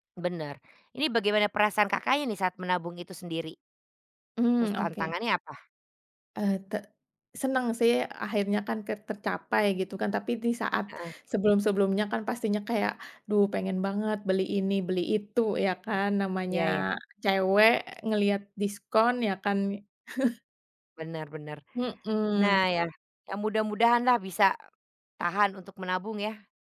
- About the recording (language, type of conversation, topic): Indonesian, unstructured, Pernahkah kamu merasa senang setelah berhasil menabung untuk membeli sesuatu?
- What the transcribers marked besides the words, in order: tapping; chuckle